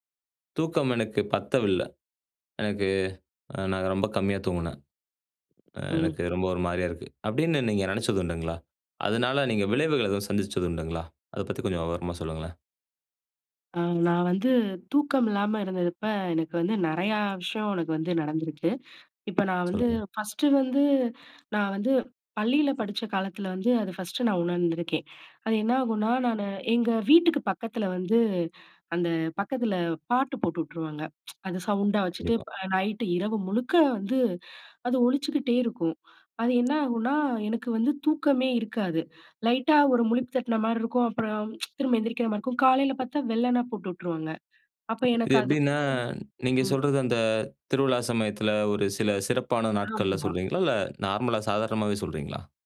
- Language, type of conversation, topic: Tamil, podcast, மிதமான உறக்கம் உங்கள் நாளை எப்படி பாதிக்கிறது என்று நீங்கள் நினைக்கிறீர்களா?
- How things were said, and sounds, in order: other noise; other background noise